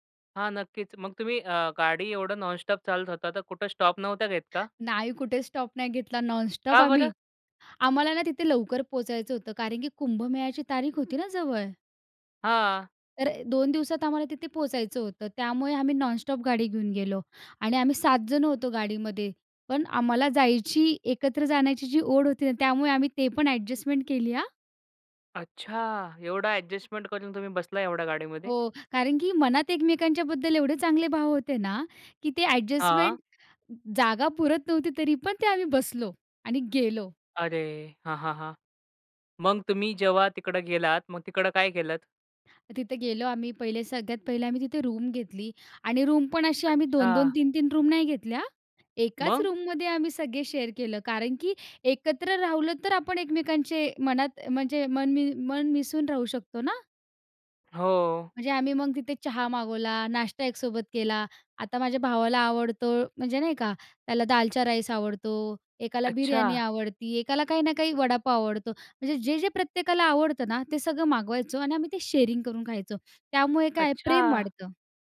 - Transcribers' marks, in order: other background noise; joyful: "नाही कुठे स्टॉप नाही घेतला नॉनस्टॉप आम्ही"; tapping; in English: "रूम"; in English: "रूमपण"; in English: "रूम"; in English: "रूममध्ये"; in English: "शेअर"; in English: "शेअरिंग"
- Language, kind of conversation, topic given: Marathi, podcast, एकत्र प्रवास करतानाच्या आठवणी तुमच्यासाठी का खास असतात?